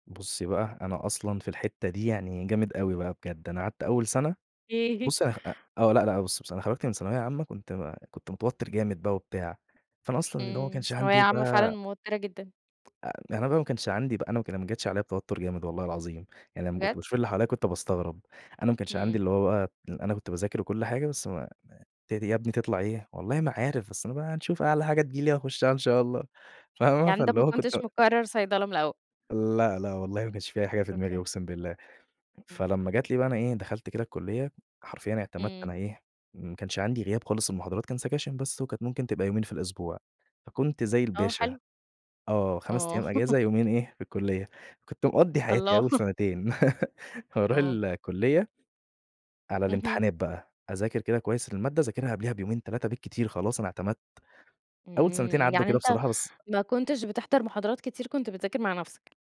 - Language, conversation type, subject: Arabic, podcast, لما بتحس بتوتر فجأة، بتعمل إيه؟
- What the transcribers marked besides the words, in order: unintelligible speech; in English: "سكاشن"; laugh; chuckle; laugh; tapping